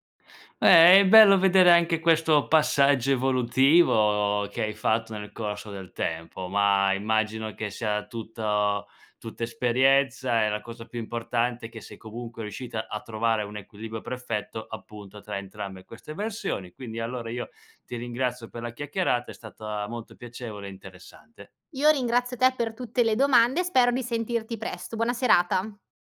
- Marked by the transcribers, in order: none
- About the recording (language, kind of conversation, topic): Italian, podcast, Cosa significa per te l’equilibrio tra lavoro e vita privata?